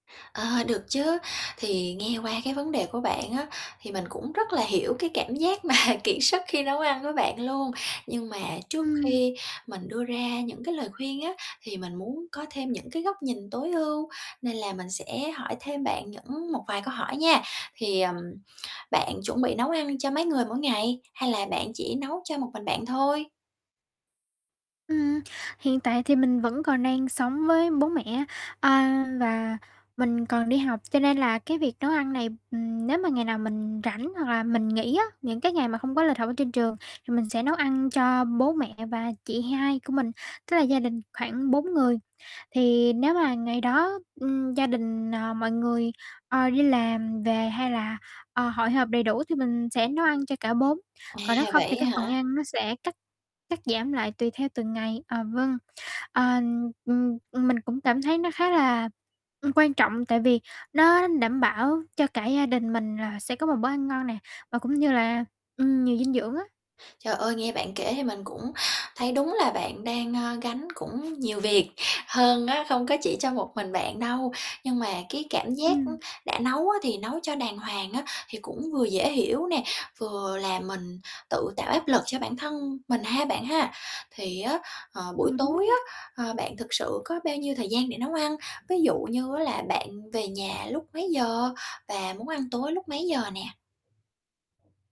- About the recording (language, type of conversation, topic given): Vietnamese, advice, Làm thế nào để tối ưu thời gian nấu nướng hàng tuần mà vẫn ăn uống lành mạnh?
- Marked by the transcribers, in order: tapping; other background noise; laughing while speaking: "mà"; distorted speech; static